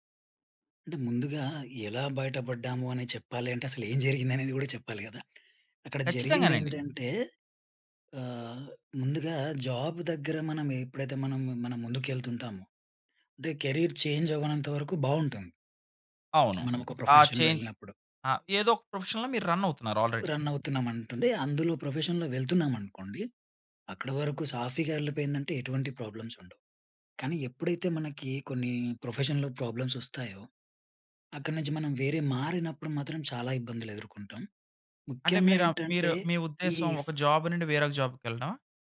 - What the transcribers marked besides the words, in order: in English: "జాబ్"; in English: "కెరీర్ చేంజ్"; in English: "ప్రొఫెషన్‌లో"; in English: "ప్రొఫెషన్‌లో"; in English: "రన్"; in English: "ఆల్రెడీ"; in English: "రన్"; in English: "ప్రొఫెషన్‌లో"; in English: "ప్రాబ్లమ్స్"; in English: "ప్రొఫెషన్‌లో ప్రాబ్లమ్స్"; in English: "జాబ్"; other background noise
- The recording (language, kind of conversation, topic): Telugu, podcast, విఫలమైన తర్వాత మీరు తీసుకున్న మొదటి చర్య ఏమిటి?